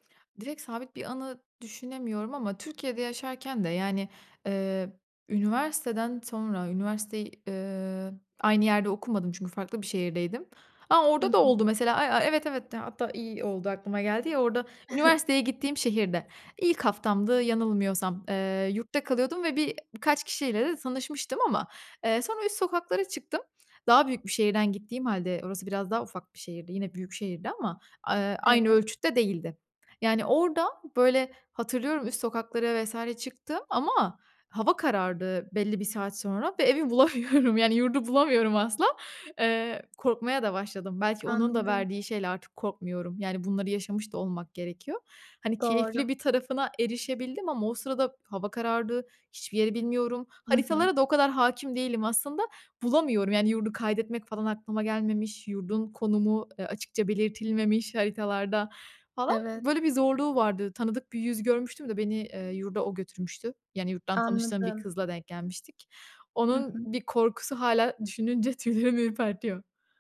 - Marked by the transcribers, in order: chuckle; laughing while speaking: "bulamıyorum. Yani yurdu bulamıyorum asla"; other background noise; laughing while speaking: "tüylerimi ürpertiyor"
- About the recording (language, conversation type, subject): Turkish, podcast, Telefona güvendin de kaybolduğun oldu mu?